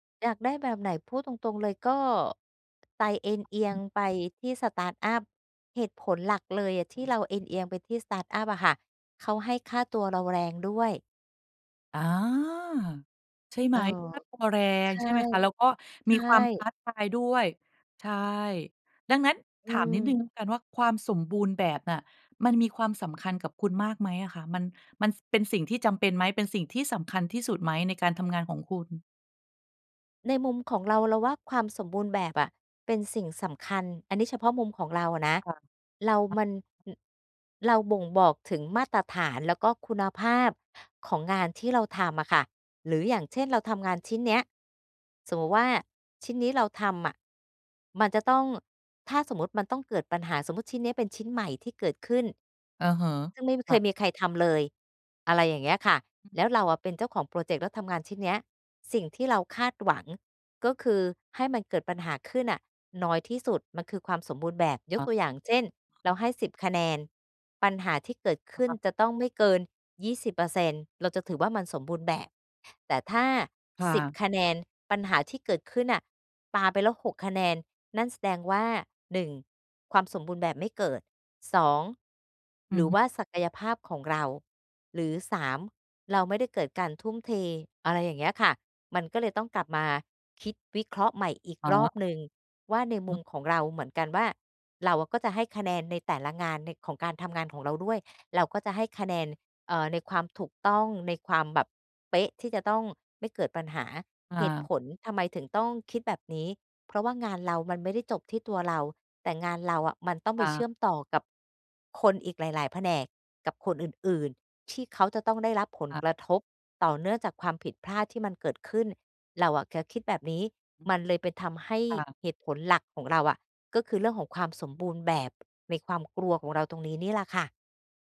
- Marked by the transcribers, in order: other noise; in English: "สตาร์ตอัป"; unintelligible speech; in English: "สตาร์ตอัป"; unintelligible speech; other background noise
- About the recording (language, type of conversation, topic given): Thai, advice, ทำไมฉันถึงกลัวที่จะเริ่มงานใหม่เพราะความคาดหวังว่าตัวเองต้องทำได้สมบูรณ์แบบ?